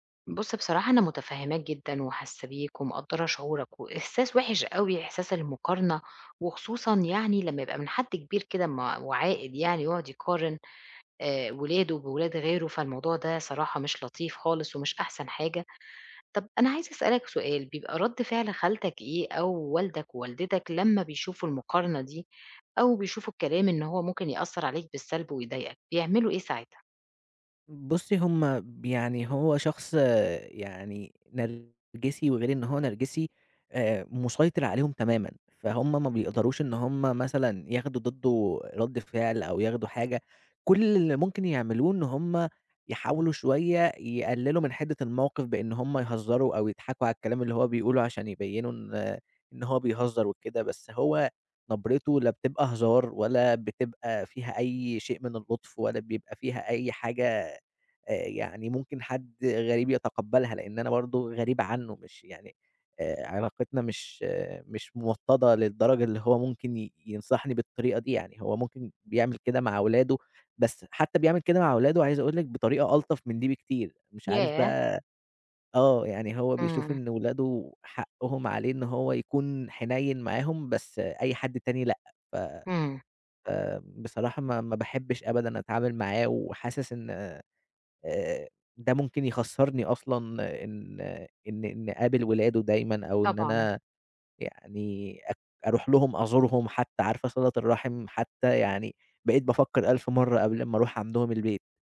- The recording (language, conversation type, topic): Arabic, advice, إزاي أتعامل مع علاقة متوترة مع قريب بسبب انتقاداته المستمرة؟
- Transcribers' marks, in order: none